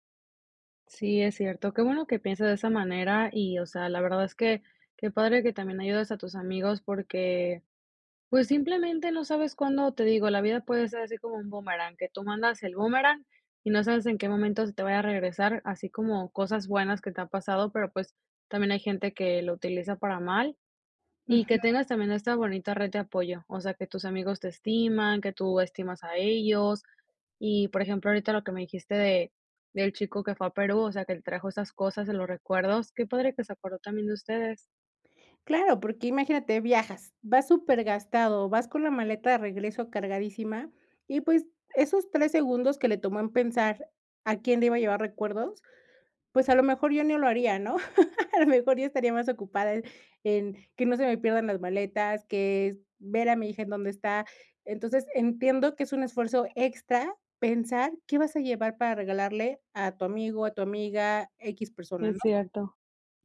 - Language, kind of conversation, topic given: Spanish, podcast, ¿Cómo creas redes útiles sin saturarte de compromisos?
- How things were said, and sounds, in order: laugh